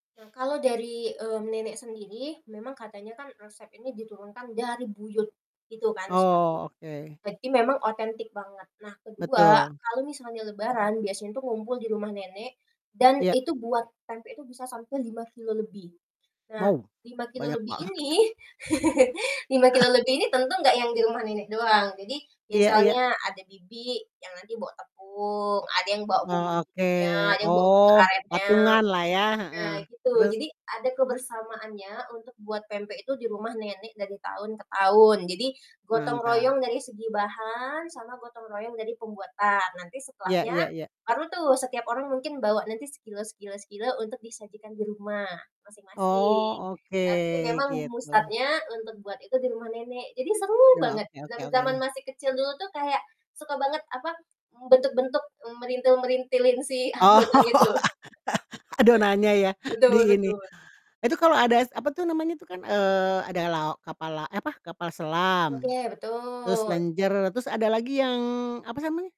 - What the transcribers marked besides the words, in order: laughing while speaking: "banget"; laughing while speaking: "ini"; chuckle; distorted speech; in English: "start-nya"; laugh; laughing while speaking: "adonannya ya"; laughing while speaking: "adonan"; chuckle
- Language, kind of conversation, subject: Indonesian, podcast, Makanan atau resep keluarga apa yang diwariskan turun-temurun beserta nilai di baliknya?